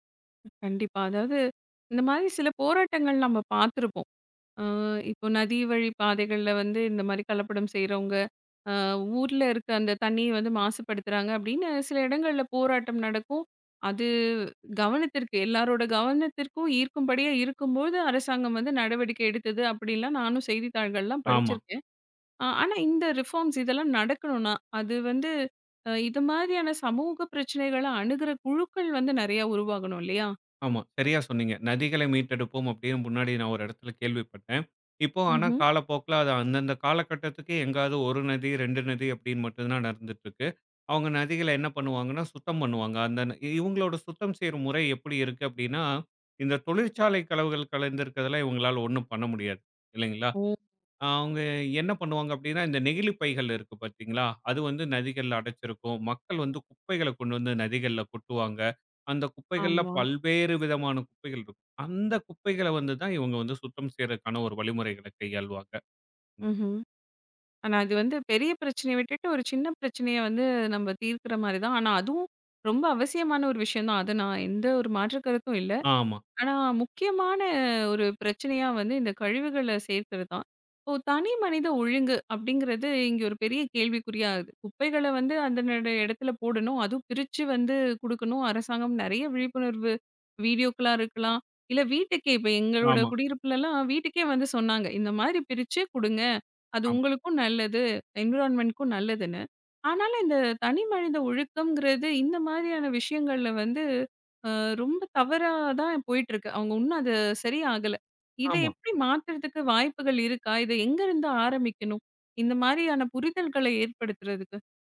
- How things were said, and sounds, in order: in English: "ரிஃபார்ம்ஸ்"; in English: "என்விரான்மெண்ட்டு"
- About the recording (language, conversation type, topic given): Tamil, podcast, ஒரு நதியை ஒரே நாளில் எப்படிச் சுத்தம் செய்யத் தொடங்கலாம்?